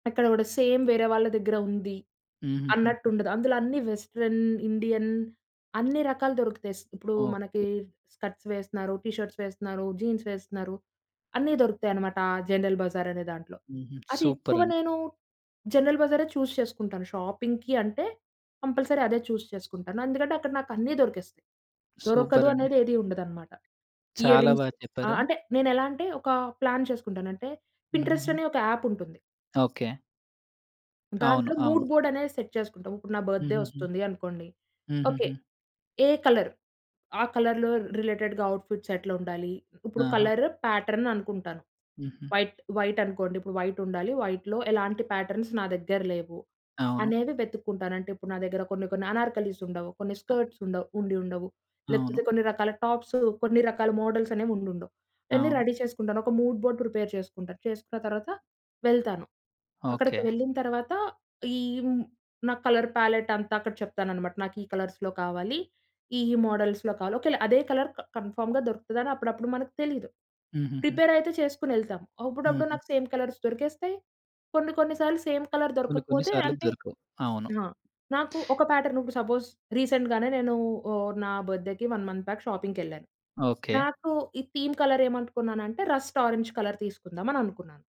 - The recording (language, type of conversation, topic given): Telugu, podcast, స్టైల్‌కి ప్రేరణ కోసం మీరు సాధారణంగా ఎక్కడ వెతుకుతారు?
- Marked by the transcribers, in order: in English: "సేమ్"; in English: "వెస్టర్న్"; other background noise; in English: "స్కర్ట్స్"; in English: "టీ షర్ట్స్"; in English: "జీన్స్"; in English: "జనరల్ బజార్"; in English: "జనరల్"; in English: "చూజ్"; in English: "షాపింగ్‌కి"; in English: "కంపల్సరీ"; in English: "చూజ్"; in English: "ఇయర్ రింగ్స్"; in English: "ప్లాన్"; in English: "పిన్‌ట్రస్ట్"; in English: "యాప్"; in English: "మూడ్ బోర్డ్"; in English: "సెట్"; in English: "బర్త్‌డే"; in English: "కలర్?"; in English: "కలర్‌లో రిలేటెడ్‌గా అవుట్‌ఫిట్స్"; in English: "కలర్ ప్యాటర్న్"; in English: "వైట్, వైట్"; other noise; in English: "వైట్"; in English: "వైట్‌లో"; in English: "ప్యాటర్న్‌స్"; in English: "అనార్కలిస్"; in English: "స్కర్ట్స్"; in English: "టాప్స్"; in English: "మోడల్స్"; in English: "రెడీ"; in English: "మూడ్ బోర్డ్"; in English: "కలర్ ప్యాలెట్"; in English: "కలర్స్‌లో"; in English: "మోడల్స్‌లో"; in English: "కలర్"; in English: "కన్ఫర్మ్‌గా"; in English: "ప్రిపేర్"; in English: "సేమ్ కలర్స్"; in English: "సేమ్ కలర్"; in English: "ప్యాటర్న్"; in English: "సపోజ్ రీసెంట్‌గానే"; in English: "బర్త్‌డేకి వన్ మంత్ బ్యాక్ షాపింగ్‌కెళ్ళాను"; in English: "థీమ్ కలర్"; in English: "రస్ట్ ఆరెంజ్ కలర్"